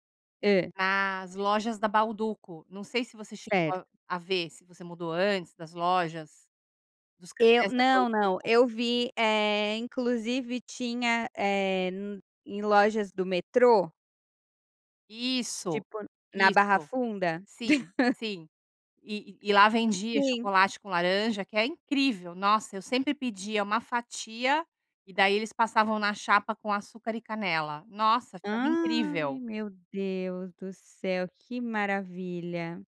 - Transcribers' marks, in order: laugh
- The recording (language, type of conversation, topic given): Portuguese, podcast, Qual ritual de café da manhã marca a sua casa hoje em dia?